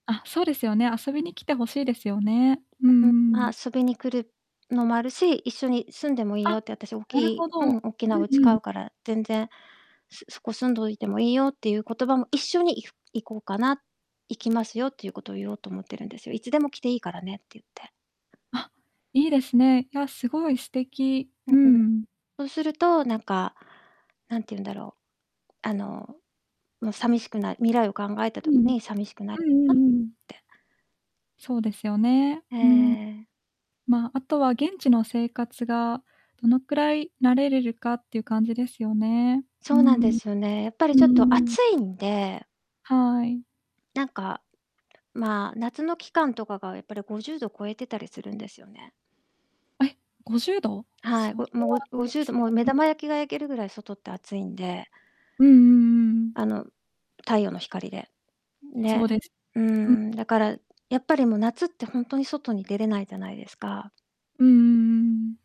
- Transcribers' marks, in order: distorted speech; unintelligible speech
- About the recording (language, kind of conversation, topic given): Japanese, advice, 友人や家族に別れをどのように説明すればよいか悩んでいるのですが、どう伝えるのがよいですか？
- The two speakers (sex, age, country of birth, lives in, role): female, 25-29, Japan, Japan, advisor; female, 50-54, Japan, Japan, user